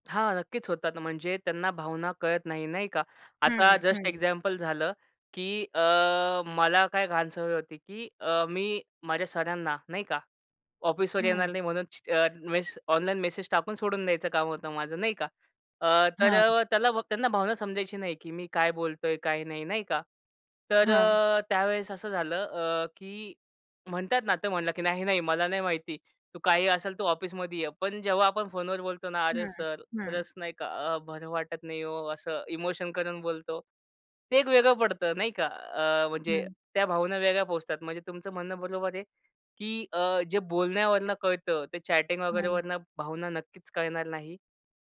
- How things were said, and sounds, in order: tapping; other noise; in English: "चॅटिंग"
- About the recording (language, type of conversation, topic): Marathi, podcast, ऑनलाईन आणि समोरासमोरच्या संवादातला फरक तुम्हाला कसा जाणवतो?